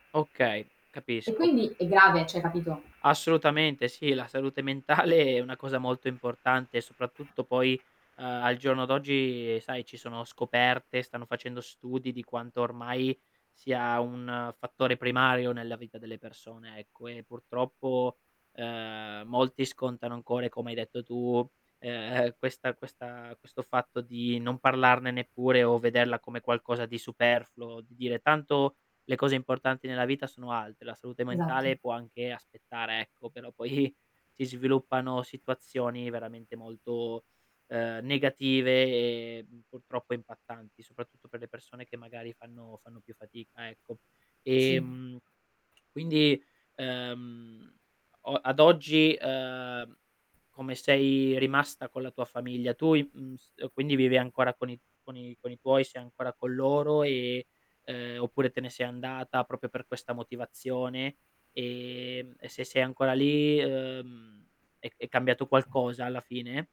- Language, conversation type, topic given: Italian, podcast, Come si può parlare di salute mentale in famiglia?
- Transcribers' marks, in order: distorted speech; static; laughing while speaking: "mentale"; laughing while speaking: "poi"; tapping; "proprio" said as "propio"; other background noise